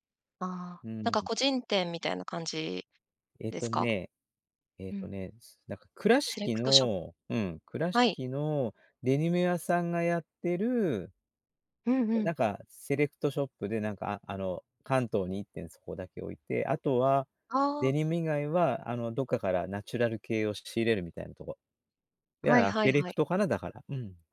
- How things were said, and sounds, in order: other background noise
- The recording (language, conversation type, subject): Japanese, podcast, 今の服の好みはどうやって決まった？